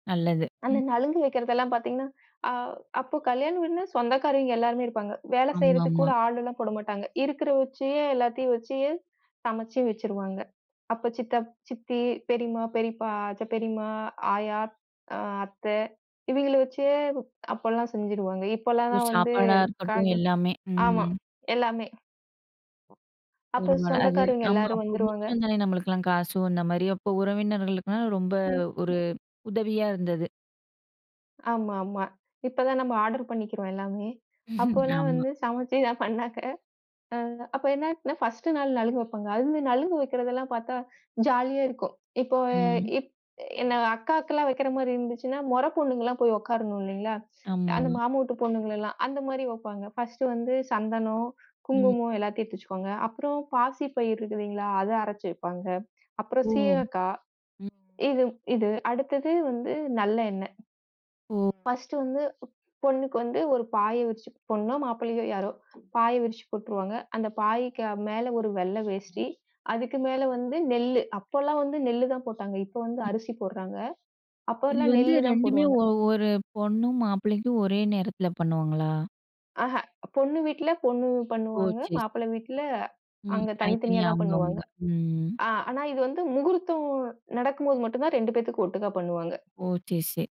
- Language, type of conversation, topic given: Tamil, podcast, உங்கள் குடும்பத்தில் திருமணங்கள் எப்படி கொண்டாடப்படுகின்றன?
- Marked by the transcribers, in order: tapping; unintelligible speech; laugh